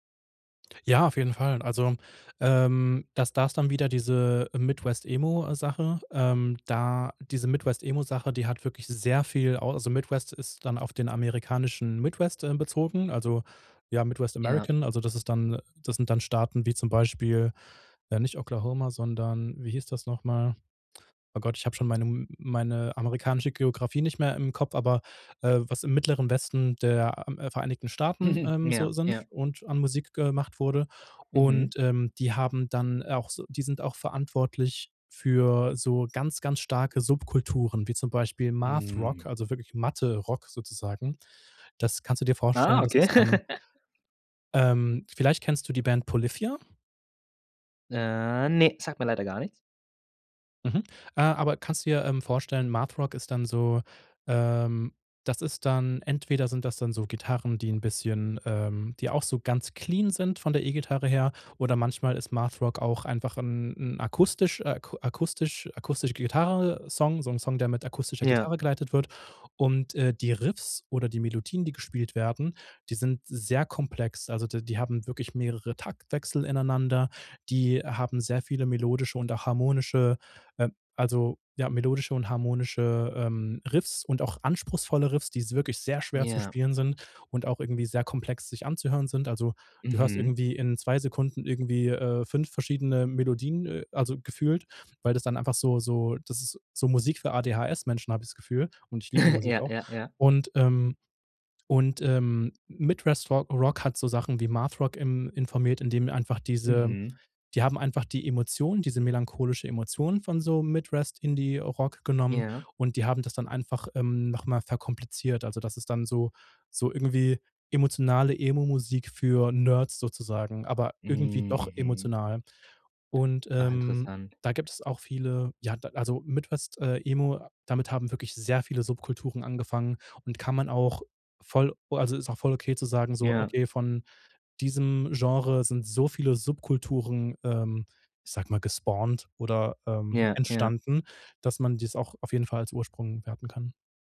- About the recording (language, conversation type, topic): German, podcast, Was macht ein Lied typisch für eine Kultur?
- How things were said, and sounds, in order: in English: "Midwest"; in English: "Midwest American"; chuckle; other background noise; laugh; stressed: "ne"; laugh; in English: "gespawnt"